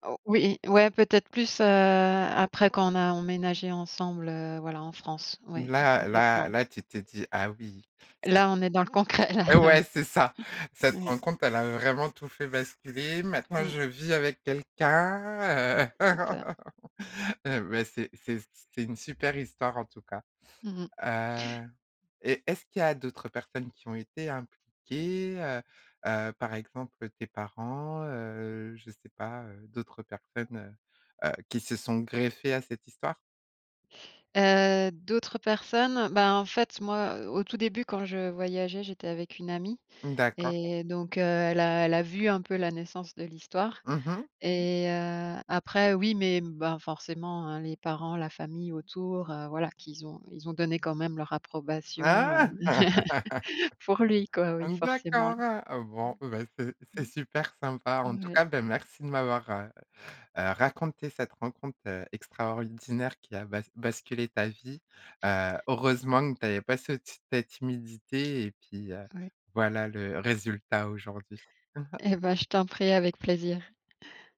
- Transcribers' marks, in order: other background noise; laughing while speaking: "là, ouais"; chuckle; laugh; laugh; laugh; tapping; chuckle
- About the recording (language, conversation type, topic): French, podcast, Peux-tu raconter une rencontre qui a tout fait basculer ?